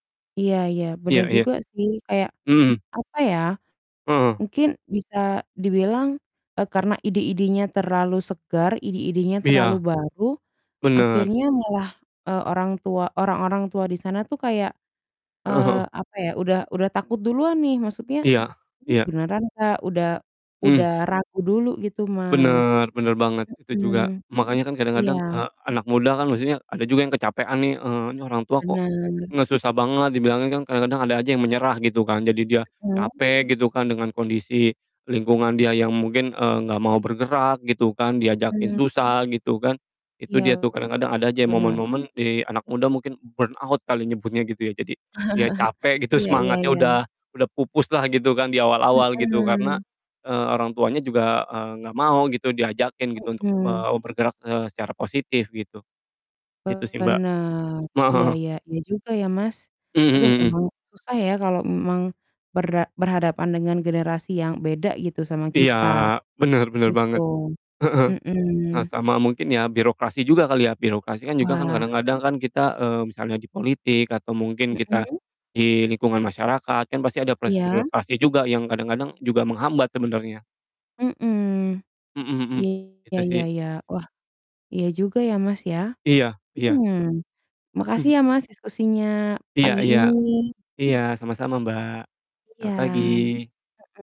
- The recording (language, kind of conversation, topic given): Indonesian, unstructured, Bagaimana peran pemuda dalam mendorong perubahan sosial di sekitar kita?
- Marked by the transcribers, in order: distorted speech; in English: "burnout"; chuckle; chuckle